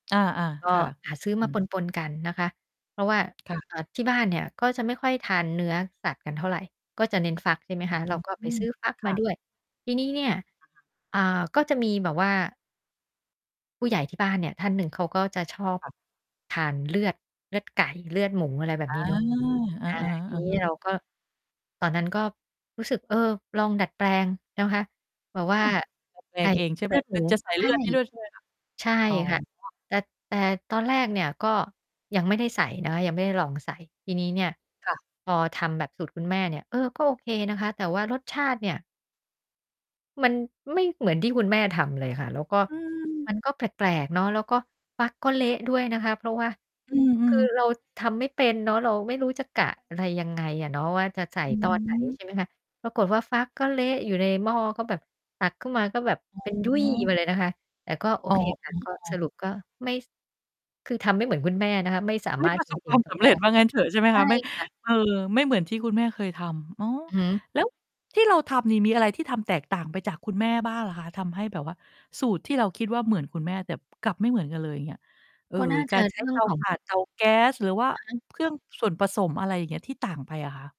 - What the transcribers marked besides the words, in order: distorted speech; tapping; other background noise; mechanical hum
- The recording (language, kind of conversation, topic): Thai, podcast, ครั้งแรกที่คุณลองทำสูตรอาหารที่บ้านล้มเหลวไหม และอยากเล่าให้ฟังไหม?
- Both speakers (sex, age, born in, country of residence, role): female, 45-49, Thailand, Thailand, host; female, 50-54, Thailand, Thailand, guest